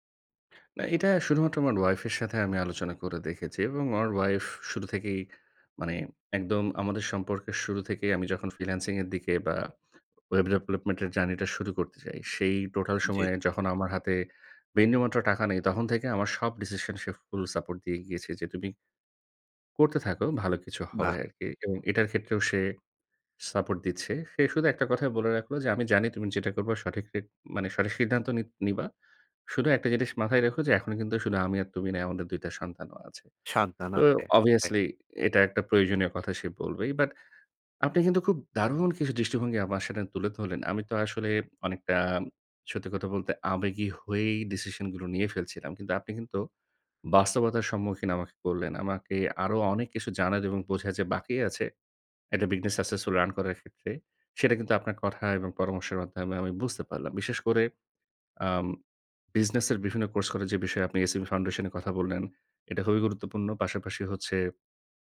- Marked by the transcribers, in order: in English: "freelancing"; in English: "web development"; in English: "journey"; in English: "total"; in English: "decision"; in English: "full support"; in English: "support"; put-on voice: "আমি জানি তুমি যেটা করবা … টা সন্তানও আছে"; in English: "obviously"; joyful: "আপনি কিন্তু খুব দারুন কিছু দৃষ্টিভঙ্গি আমার সাথে তুলে ধরলেন"; stressed: "দারুন"; "বিজনেস" said as "বিগনেস"; in English: "successful run"; in English: "SME"; in English: "foundation"
- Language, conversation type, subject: Bengali, advice, ক্যারিয়ার পরিবর্তন বা নতুন পথ শুরু করার সময় অনিশ্চয়তা সামলাব কীভাবে?